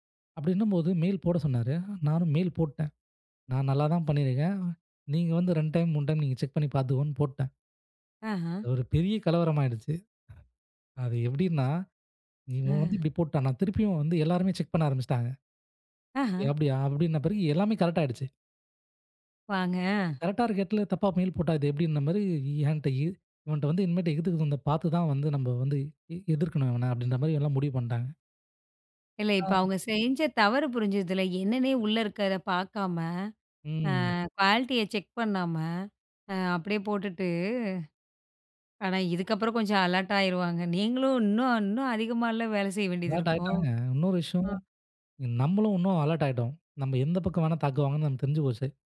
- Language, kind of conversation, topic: Tamil, podcast, சிக்கலில் இருந்து உங்களை காப்பாற்றிய ஒருவரைப் பற்றி சொல்ல முடியுமா?
- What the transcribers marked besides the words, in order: in English: "மெயில்"; in English: "மெயில்"; other background noise; in English: "செக்"; chuckle; in English: "செக்"; in English: "கரெக்டா"; in English: "மெயில்"; in English: "குவாலிடிய செக்"; drawn out: "போட்டுட்டு"; in English: "அலர்ட்"; in English: "அலர்ட்"; in English: "அலர்ட்"